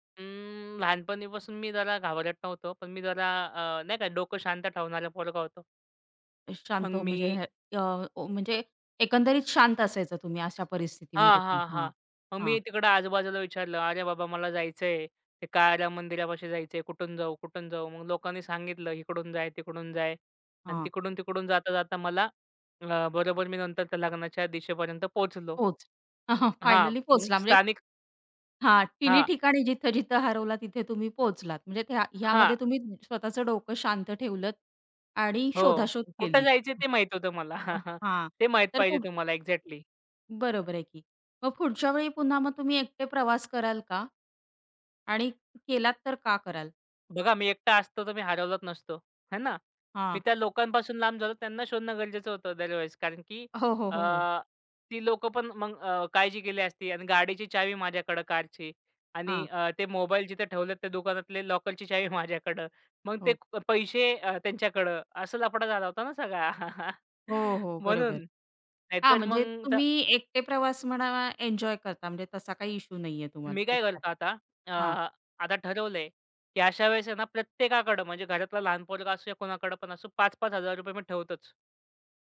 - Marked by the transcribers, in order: tapping; "जा" said as "जाय"; "जा" said as "जाय"; laugh; other noise; chuckle; other background noise; chuckle
- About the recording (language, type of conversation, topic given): Marathi, podcast, एकट्याने प्रवास करताना वाट चुकली तर तुम्ही काय करता?